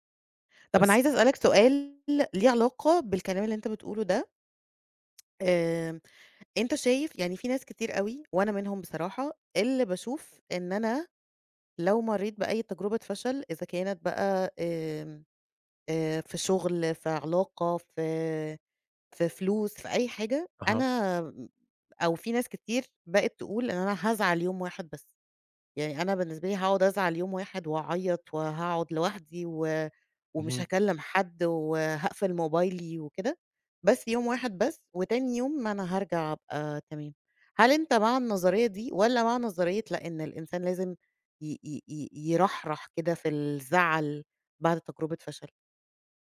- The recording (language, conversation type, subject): Arabic, podcast, بتشارك فشلك مع الناس؟ ليه أو ليه لأ؟
- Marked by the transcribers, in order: other background noise